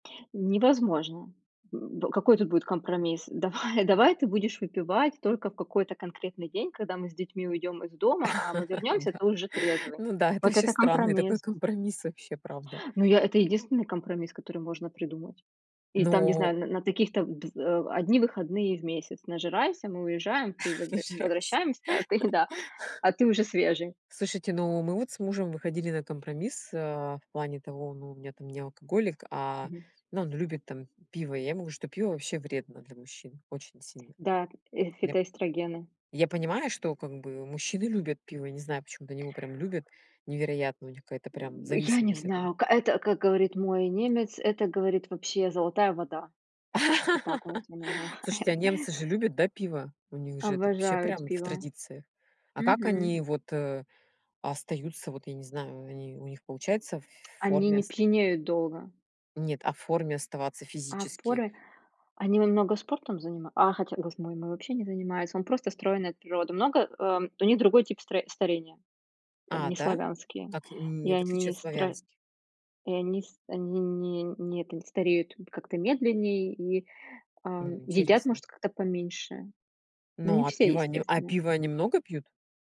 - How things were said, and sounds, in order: laughing while speaking: "Давай давай"; laugh; laughing while speaking: "Да. Ну да, это ваще странный такой"; tapping; laughing while speaking: "Нажирайся"; laugh; chuckle; laugh; laughing while speaking: "называет"; other background noise
- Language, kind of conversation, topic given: Russian, unstructured, Как ты относишься к компромиссам при принятии семейных решений?